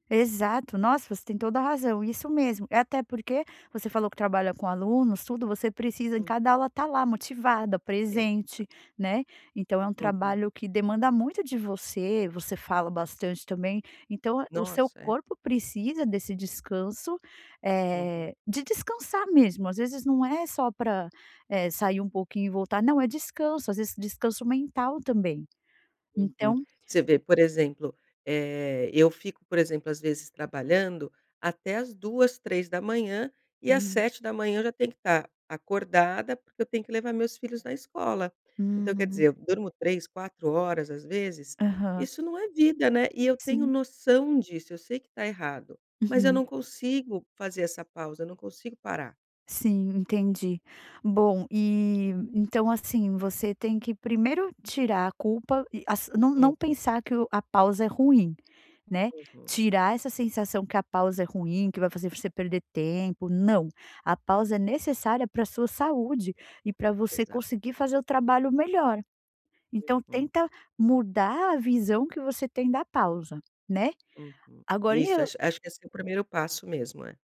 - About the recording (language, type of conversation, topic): Portuguese, advice, Como descrever a sensação de culpa ao fazer uma pausa para descansar durante um trabalho intenso?
- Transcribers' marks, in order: tapping